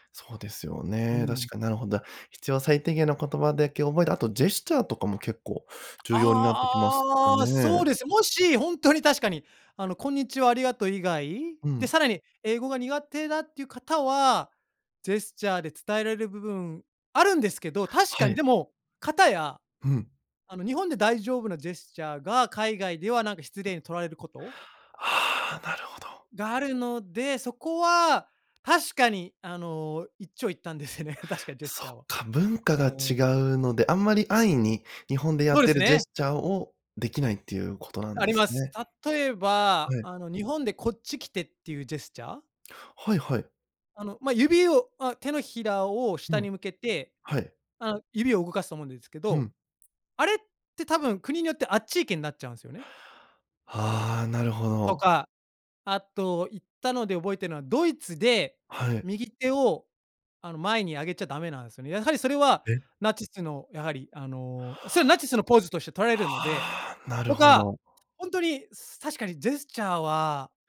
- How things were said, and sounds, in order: drawn out: "ああ、ああ"; laughing while speaking: "ですよね"; tapping; other background noise
- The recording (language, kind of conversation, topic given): Japanese, podcast, 一番心に残っている旅のエピソードはどんなものでしたか？